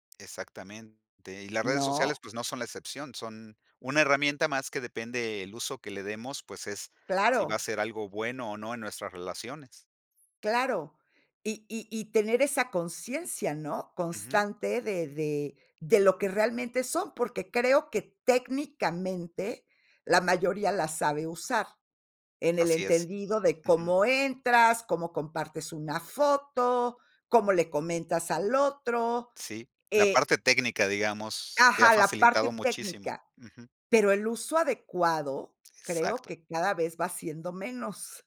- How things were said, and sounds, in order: none
- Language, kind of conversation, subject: Spanish, podcast, ¿Cómo cambian las redes sociales nuestra forma de relacionarnos?